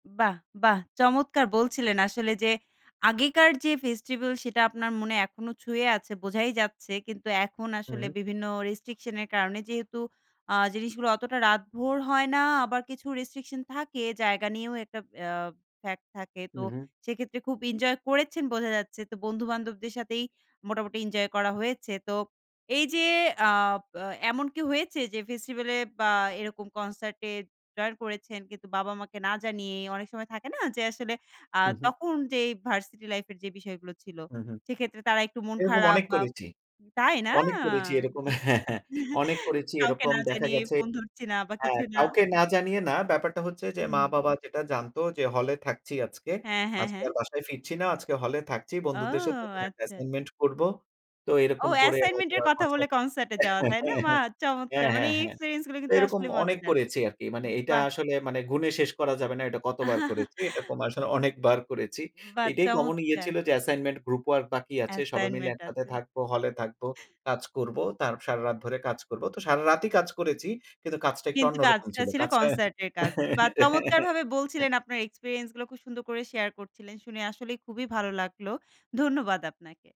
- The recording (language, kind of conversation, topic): Bengali, podcast, ফেস্টিভ্যালের আমেজ আর একক কনসার্ট—তুমি কোনটা বেশি পছন্দ করো?
- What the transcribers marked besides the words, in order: laughing while speaking: "হ্যাঁ, হ্যাঁ"; chuckle; chuckle; chuckle; laughing while speaking: "আছে"; giggle